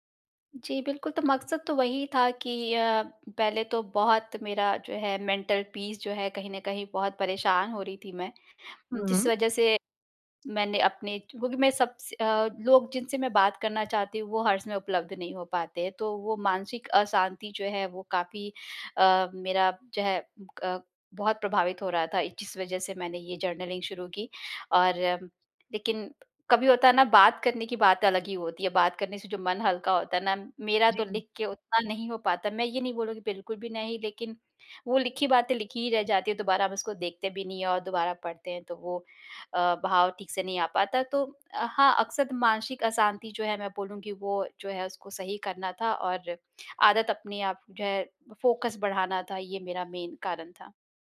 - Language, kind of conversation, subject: Hindi, advice, दिनचर्या लिखने और आदतें दर्ज करने की आदत कैसे टूट गई?
- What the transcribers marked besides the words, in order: in English: "मेंटल पीस"; in English: "जर्नलिंग"; in English: "फ़ोकस"; in English: "मेन"